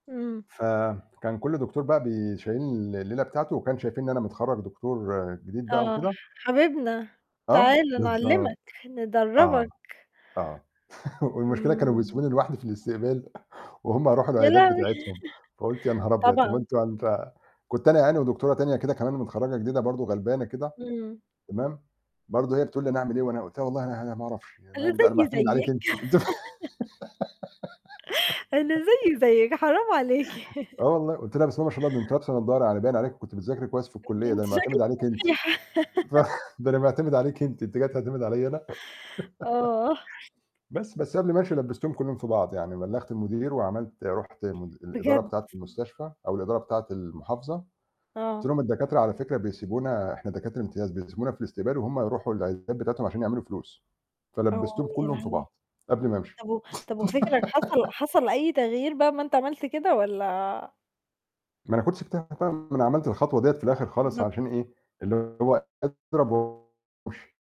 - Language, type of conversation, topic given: Arabic, unstructured, تتصرف إزاي لو طلبوا منك تشتغل وقت إضافي من غير أجر؟
- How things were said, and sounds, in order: tapping; static; chuckle; chuckle; laugh; laugh; giggle; laugh; distorted speech; laugh; chuckle; giggle; mechanical hum; giggle; other background noise; other noise